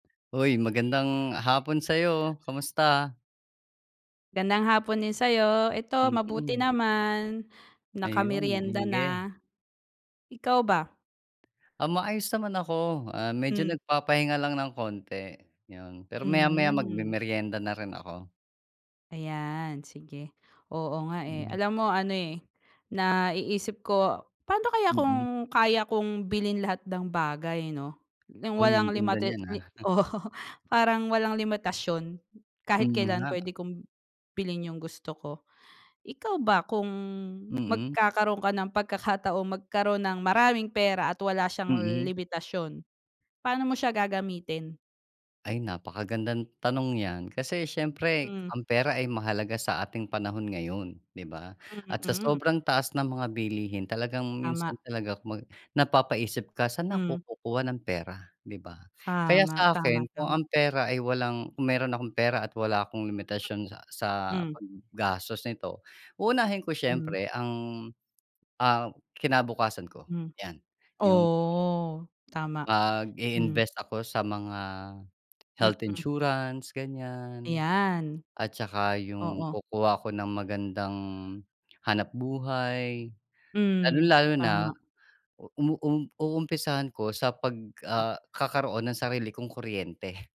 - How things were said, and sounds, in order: other background noise; tapping
- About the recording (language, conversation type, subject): Filipino, unstructured, Paano mo gagamitin ang pera kung walang hanggan ang halaga nito?